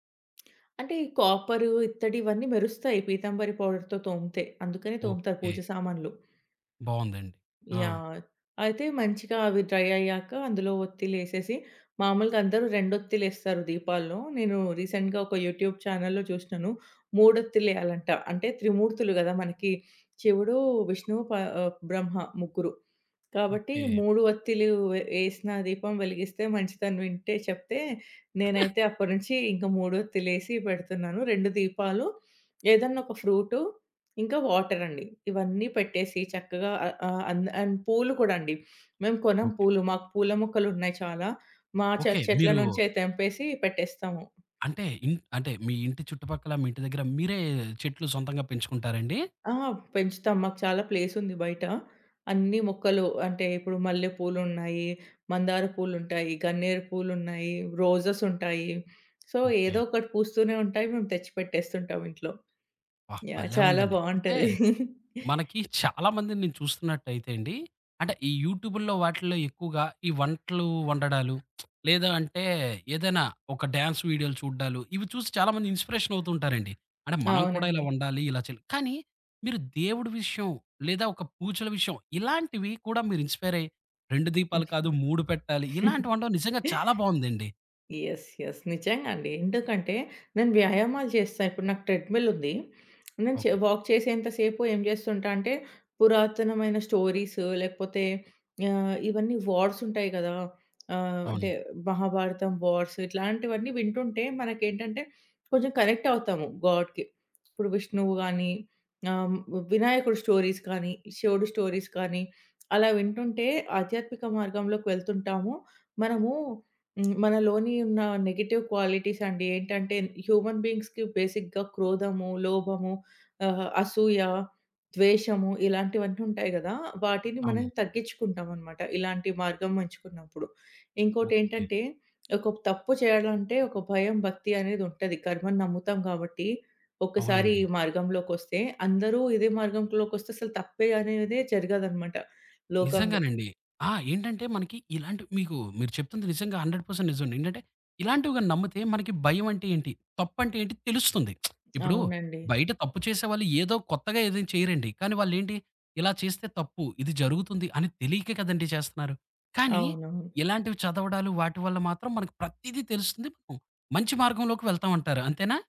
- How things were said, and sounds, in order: other background noise; in English: "పౌడర్‌తో"; in English: "డ్రై"; in English: "రీసెంట్‍గా"; in English: "యూట్యూబ్ ఛానెల్‍లో"; chuckle; in English: "వాటర్"; in English: "అండ్"; tapping; in English: "ప్లేస్"; in English: "రోజెస్"; in English: "సో"; chuckle; lip smack; in English: "డ్యాన్స్"; in English: "ఇన్‌స్పిరేషన్"; in English: "ఇన్‍స్పైర్"; giggle; in English: "యెస్. యెస్"; in English: "ట్రెడ్‌మిల్"; lip smack; in English: "వాక్"; in English: "స్టోరీస్"; in English: "వార్స్"; in English: "వార్స్"; in English: "కనెక్ట్"; in English: "గాడ్‍కి"; in English: "స్టోరీస్"; in English: "స్టోరీస్"; in English: "నెగెటివ్ క్వాలిటీస్"; in English: "హ్యూమన్ బీయింగ్స్‌కి బేసిక్‍గా"; in English: "హండ్రెడ్ పర్సెంట్"; lip smack; lip smack
- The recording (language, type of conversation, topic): Telugu, podcast, మీ ఇంట్లో పూజ లేదా ఆరాధనను సాధారణంగా ఎలా నిర్వహిస్తారు?